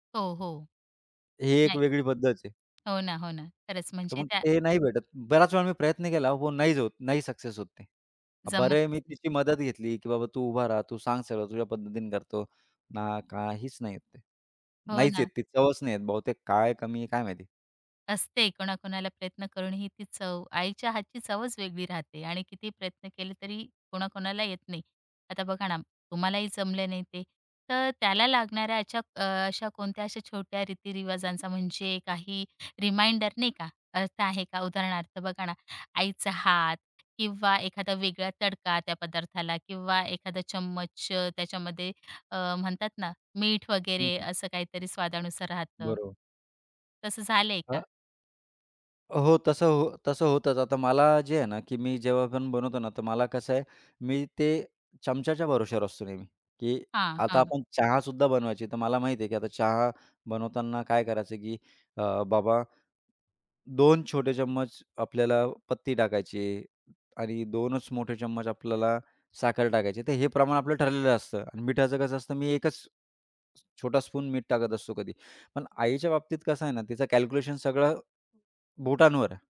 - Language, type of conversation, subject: Marathi, podcast, कठीण दिवसानंतर तुम्हाला कोणता पदार्थ सर्वाधिक दिलासा देतो?
- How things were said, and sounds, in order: tapping; other background noise; in English: "रिमाइंडर"